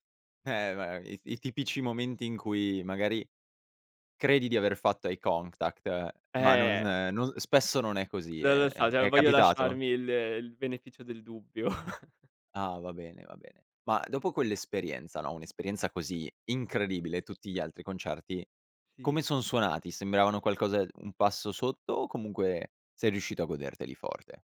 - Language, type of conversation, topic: Italian, podcast, Qual è il concerto più indimenticabile che hai visto e perché ti è rimasto nel cuore?
- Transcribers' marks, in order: in English: "eye contact"; "cioè" said as "ceh"; chuckle; tapping